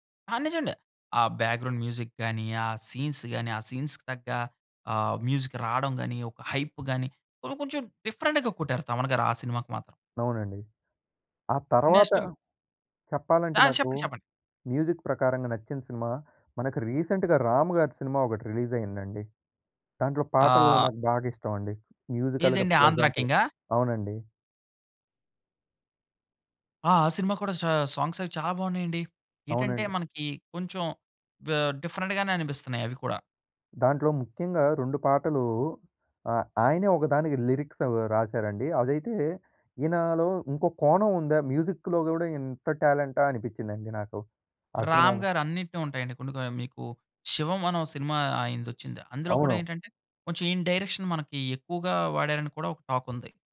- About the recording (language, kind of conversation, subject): Telugu, podcast, ఒక సినిమాకు సంగీతం ఎంత ముఖ్యమని మీరు భావిస్తారు?
- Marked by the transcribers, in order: "నిజమండి" said as "నిజండి"; in English: "బ్యాక్‌గ్రౌండ్ మ్యూజిక్"; in English: "సీన్స్"; in English: "సీన్స్‌కి"; in English: "మ్యూజిక్"; in English: "హైప్"; in English: "డిఫరెంట్‌గా"; in English: "నెక్స్ట్"; in English: "మ్యూజిక్"; in English: "రీసెంట్‌గా"; in English: "రిలీజ్"; in English: "మ్యూజికల్‌గా ప్లెజెంట్"; in English: "సా సాంగ్స్"; in English: "డిఫరెంట్‌గానే"; in English: "లిరిక్స్"; in English: "మ్యూజిక్‌లో"; "ఆయనదొచ్చింది" said as "ఆయనదొచ్చింద"; in English: "డైరెక్షన్"; in English: "టాక్"